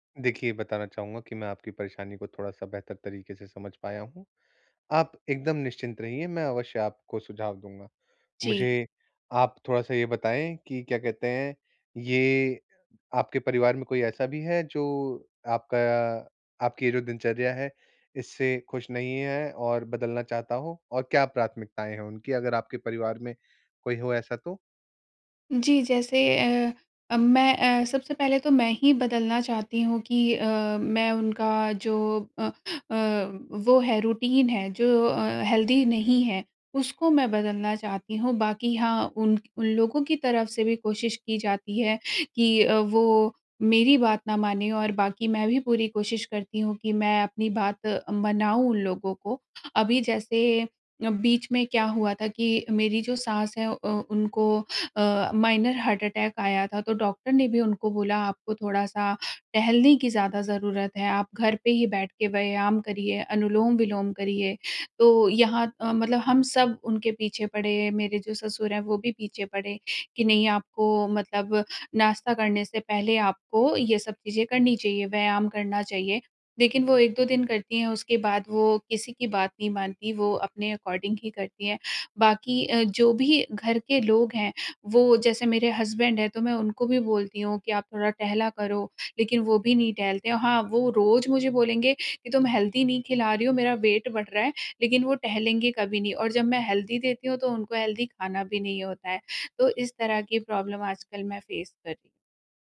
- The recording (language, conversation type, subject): Hindi, advice, बच्चों या साथी के साथ साझा स्वस्थ दिनचर्या बनाने में मुझे किन चुनौतियों का सामना करना पड़ रहा है?
- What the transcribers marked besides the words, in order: in English: "रूटीन"; in English: "हेल्दी"; in English: "माइनर हार्ट अटैक"; in English: "अकॉर्डिंग"; in English: "हस्बैंड"; in English: "हेल्दी"; in English: "वेट"; in English: "हेल्दी"; in English: "हेल्दी"; in English: "प्रॉब्लम"; in English: "फ़ेस"